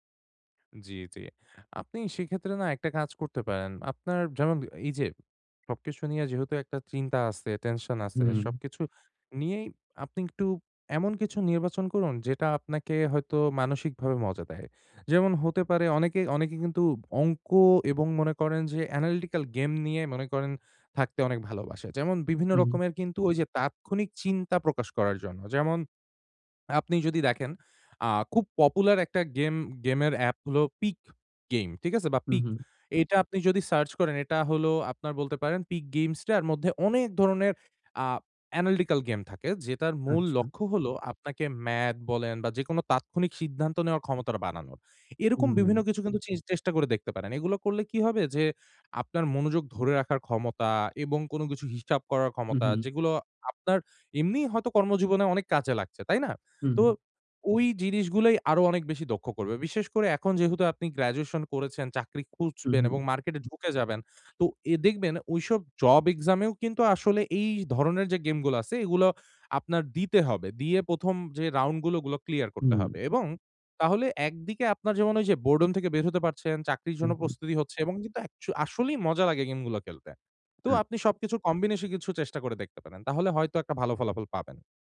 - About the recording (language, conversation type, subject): Bengali, advice, বোর হয়ে গেলে কীভাবে মনোযোগ ফিরে আনবেন?
- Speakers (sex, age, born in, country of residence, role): male, 20-24, Bangladesh, Bangladesh, user; male, 25-29, Bangladesh, Bangladesh, advisor
- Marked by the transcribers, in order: swallow; "কম্বিনেশন" said as "কম্বিনেশে"